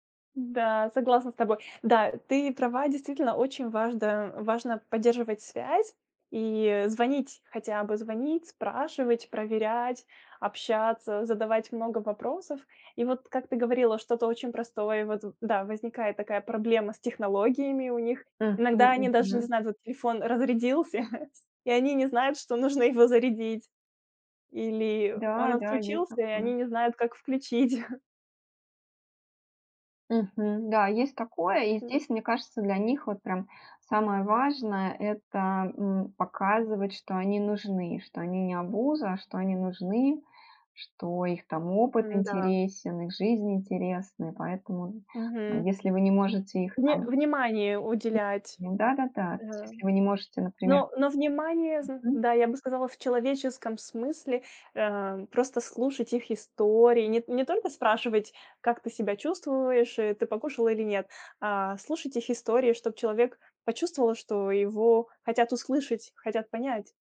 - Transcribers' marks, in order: chuckle; chuckle
- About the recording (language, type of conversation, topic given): Russian, podcast, Как вы поддерживаете связь с бабушками и дедушками?